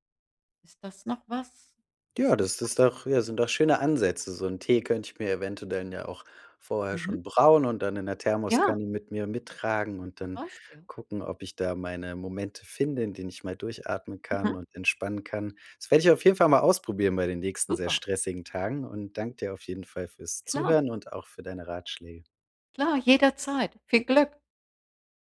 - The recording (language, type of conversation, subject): German, advice, Wie kann ich nach einem langen Tag zuhause abschalten und mich entspannen?
- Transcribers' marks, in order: none